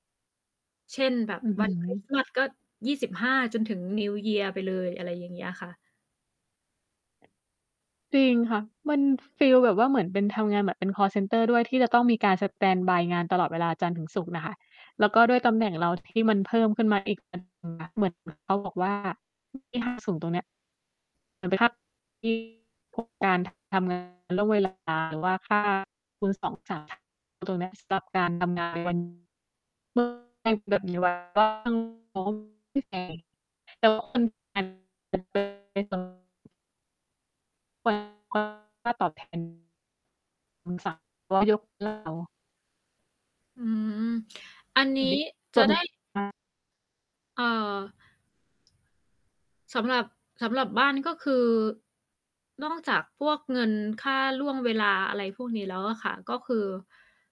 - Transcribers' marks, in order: distorted speech; other background noise; unintelligible speech; unintelligible speech; unintelligible speech; unintelligible speech; tapping; unintelligible speech; unintelligible speech; unintelligible speech; static
- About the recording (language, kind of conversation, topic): Thai, unstructured, คุณคิดว่าควรให้ค่าตอบแทนการทำงานล่วงเวลาอย่างไร?